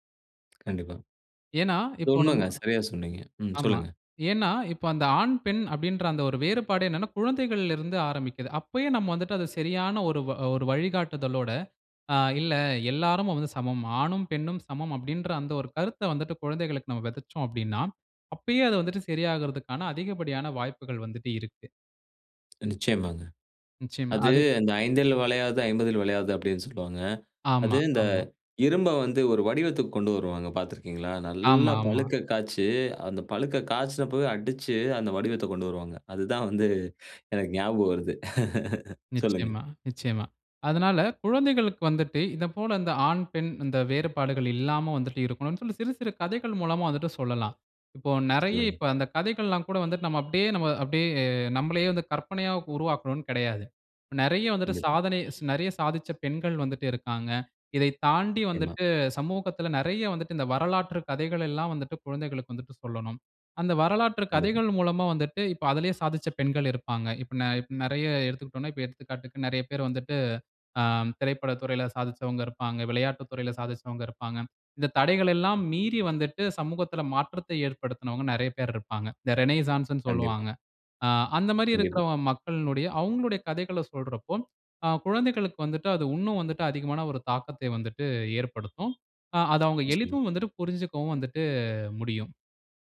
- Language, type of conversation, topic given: Tamil, podcast, கதைகள் மூலம் சமூக மாற்றத்தை எவ்வாறு தூண்ட முடியும்?
- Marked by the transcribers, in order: other noise; other background noise; stressed: "நல்லா"; laughing while speaking: "வந்து, எனக்கு ஞாபகம் வருது"; laugh; horn; in English: "ரெனசான்ஸ்ன்னு"